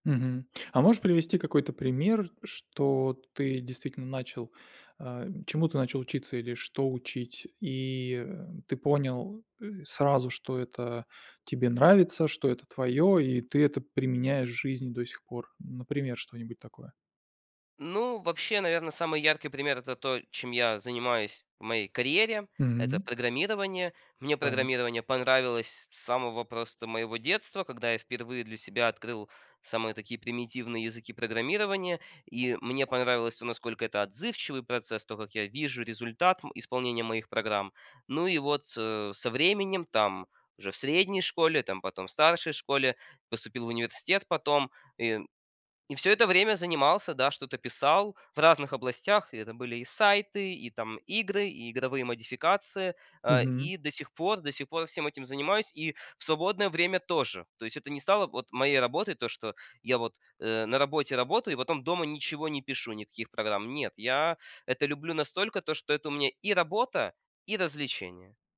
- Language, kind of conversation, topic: Russian, podcast, Как научиться учиться тому, что совсем не хочется?
- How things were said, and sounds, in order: tapping